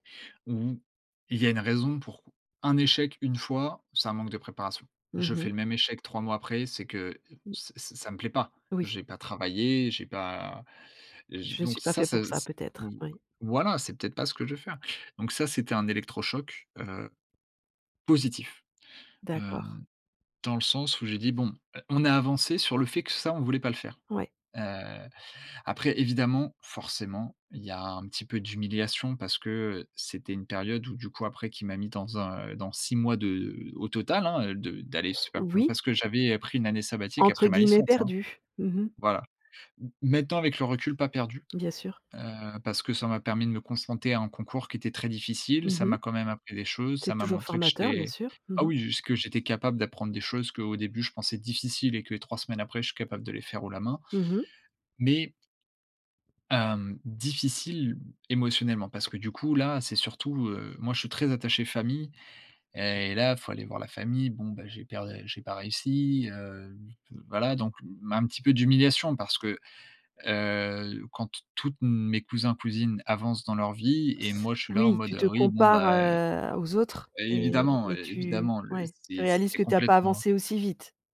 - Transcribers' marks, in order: other background noise; "concentrer" said as "concenter"
- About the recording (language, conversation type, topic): French, podcast, Peux-tu parler d’un échec qui t’a finalement servi ?